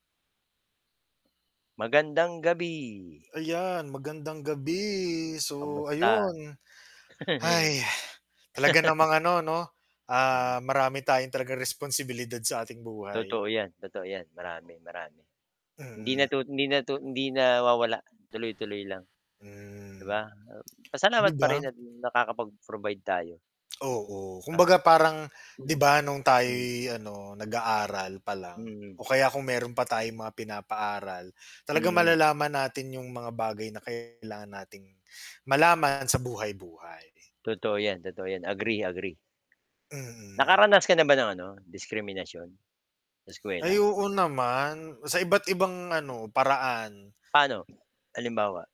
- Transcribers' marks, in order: drawn out: "gabi"; sigh; chuckle; tongue click; tongue click; tapping; distorted speech; other background noise
- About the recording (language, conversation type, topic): Filipino, unstructured, Bakit maraming estudyante ang nakararanas ng diskriminasyon sa paaralan?